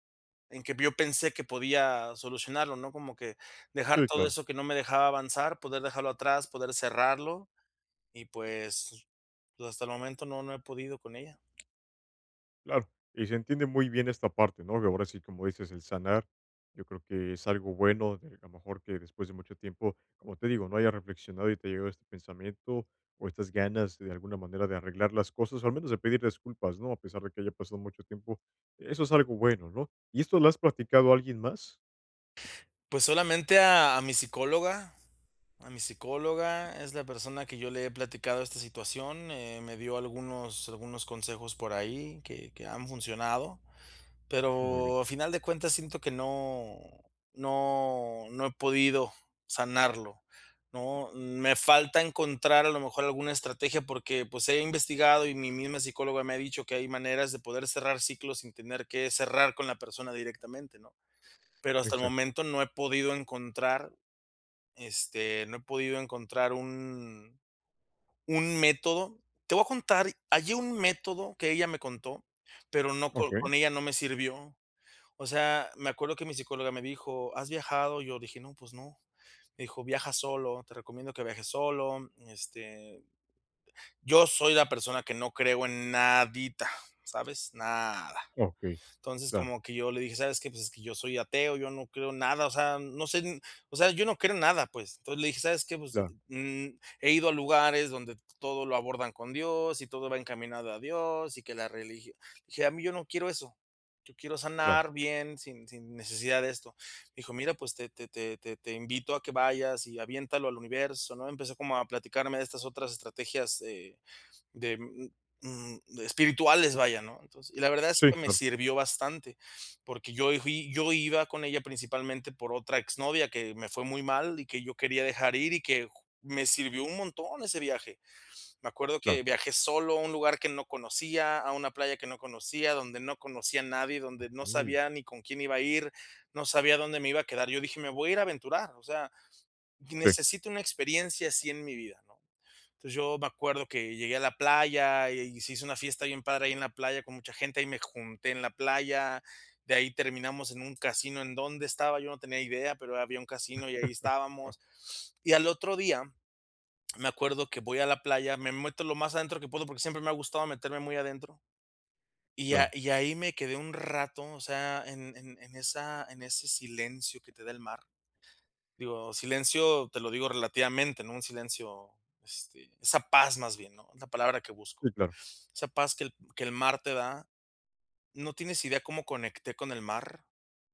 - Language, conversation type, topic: Spanish, advice, Enfrentar la culpa tras causar daño
- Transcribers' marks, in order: tapping; giggle; sniff